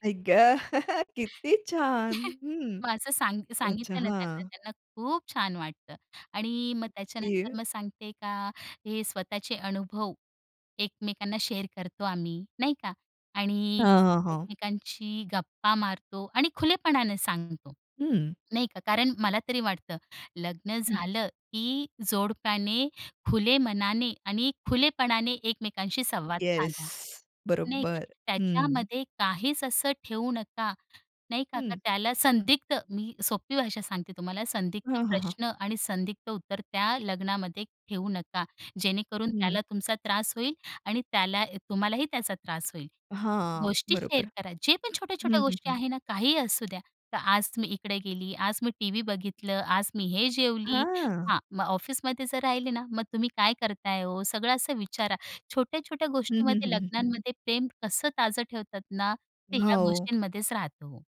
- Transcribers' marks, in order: chuckle; other background noise; in English: "शेअर"; other noise; in English: "शेअर"; tapping
- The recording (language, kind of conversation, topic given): Marathi, podcast, लग्नानंतर प्रेम कसे ताजे ठेवता?